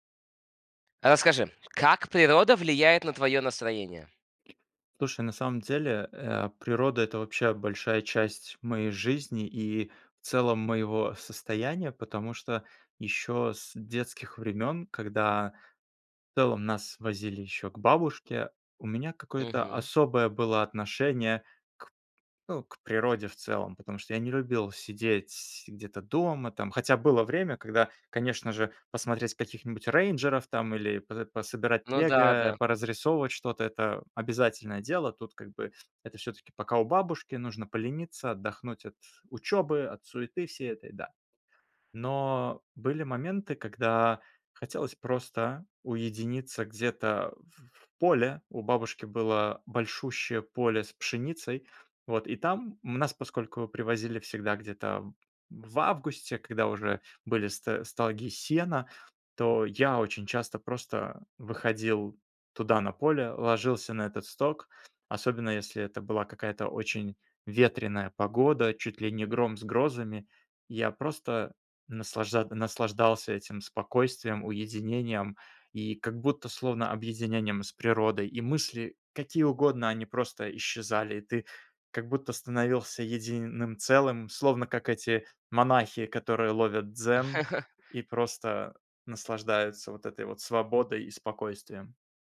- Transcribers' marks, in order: tapping; other background noise; chuckle
- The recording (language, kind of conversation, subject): Russian, podcast, Как природа влияет на твоё настроение?